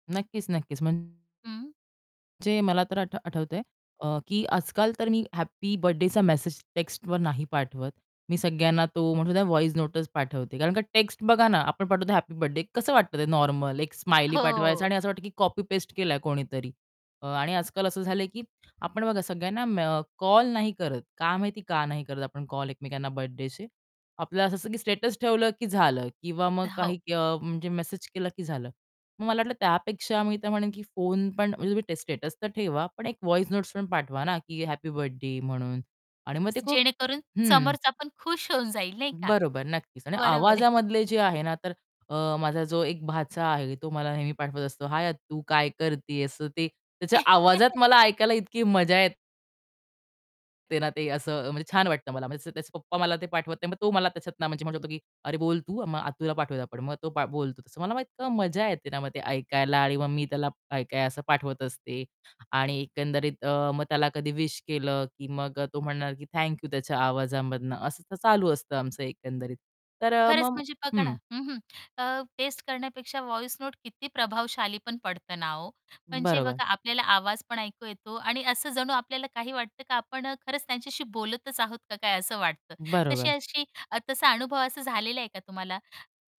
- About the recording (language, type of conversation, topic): Marathi, podcast, तुम्हाला मजकुराऐवजी ध्वनिसंदेश पाठवायला का आवडते?
- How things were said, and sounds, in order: tapping; distorted speech; in English: "व्हॉइस नोटंच"; in English: "स्टेटस"; in English: "स्टेटस"; in English: "व्हॉइस नोट्स"; laughing while speaking: "आहे"; chuckle; in English: "व्हॉइस नोट"